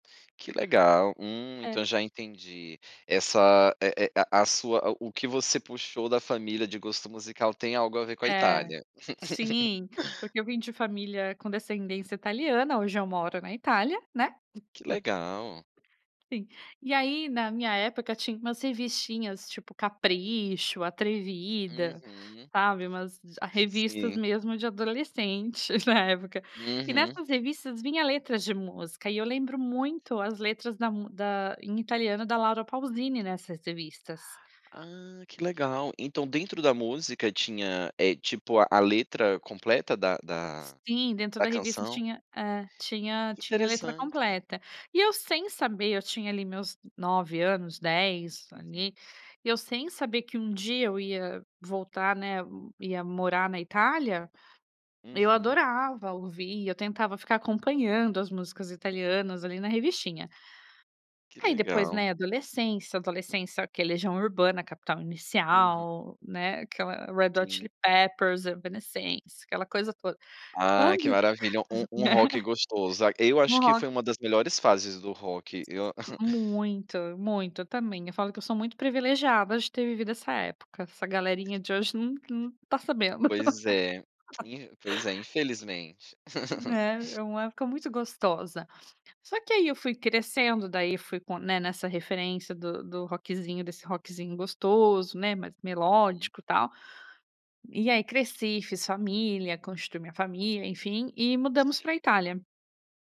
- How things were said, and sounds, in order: chuckle; tapping; unintelligible speech; laughing while speaking: "na época"; chuckle; chuckle; laugh; chuckle; other noise
- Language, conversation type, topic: Portuguese, podcast, Como a migração da sua família influenciou o seu gosto musical?